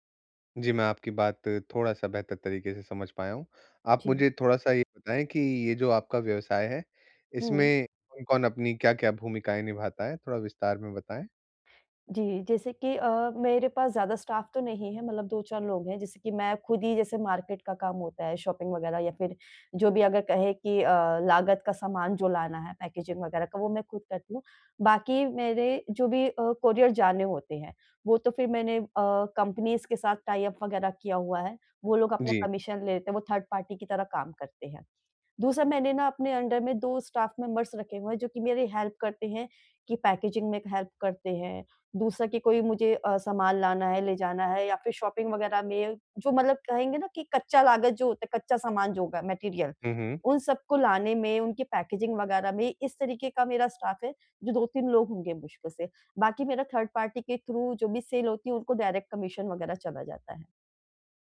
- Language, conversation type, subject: Hindi, advice, मैं अपने स्टार्टअप में नकदी प्रवाह और खर्चों का बेहतर प्रबंधन कैसे करूँ?
- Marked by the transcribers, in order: in English: "स्टाफ़"; in English: "मार्केट"; in English: "शॉपिंग"; in English: "पैकेज़िग"; in English: "कम्पनीज़"; in English: "टाइ-अप"; in English: "कमीशन"; in English: "थर्ड पार्टी"; in English: "अंडर"; in English: "स्टाफ़ मेंबर्स"; in English: "हेल्प"; in English: "पैकेज़िग"; in English: "हेल्प"; in English: "शॉपिंग"; in English: "मटेरियल"; in English: "पैकेज़िग"; in English: "स्टाफ़"; in English: "थर्ड पार्टी"; in English: "थ्रू"; in English: "सेल"; in English: "डायरेक्ट कमीशन"